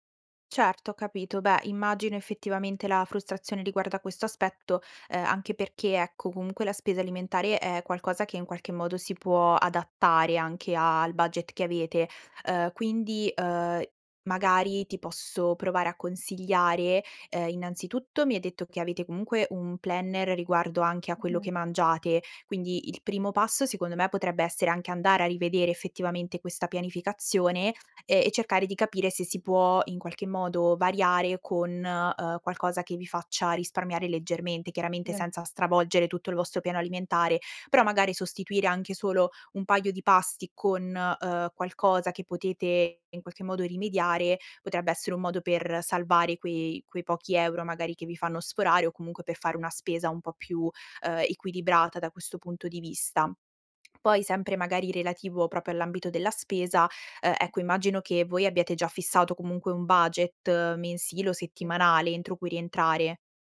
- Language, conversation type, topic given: Italian, advice, Come posso gestire meglio un budget mensile costante se faccio fatica a mantenerlo?
- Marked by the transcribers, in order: in English: "planner"